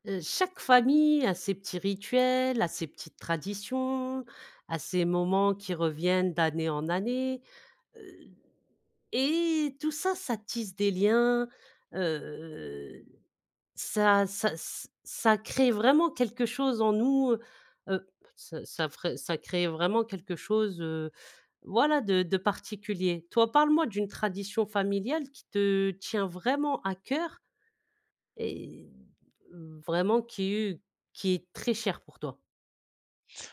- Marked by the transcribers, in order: drawn out: "Heu"; tapping
- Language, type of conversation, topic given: French, podcast, Parle-moi d’une tradition familiale qui t’est chère
- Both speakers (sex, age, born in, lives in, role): female, 40-44, France, France, host; male, 35-39, France, France, guest